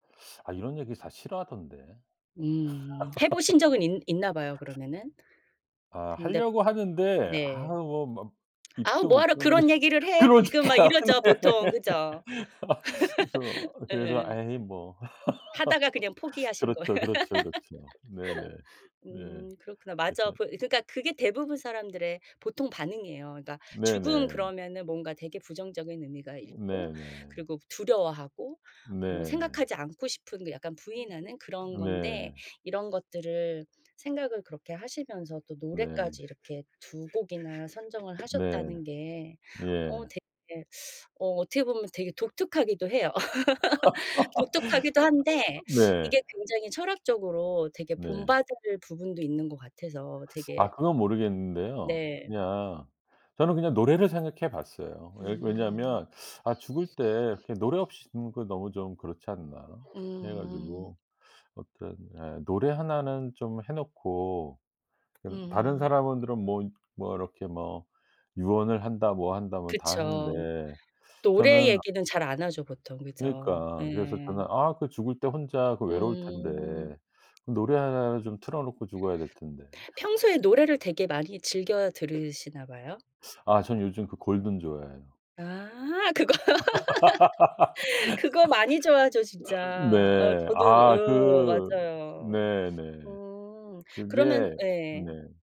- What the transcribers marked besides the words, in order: laugh; other background noise; laughing while speaking: "떼고 그러니까. 네"; laugh; laugh; laugh; unintelligible speech; tapping; laugh; laugh; laughing while speaking: "그거"; laugh
- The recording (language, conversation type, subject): Korean, podcast, 인생 곡을 하나만 꼽는다면 어떤 곡인가요?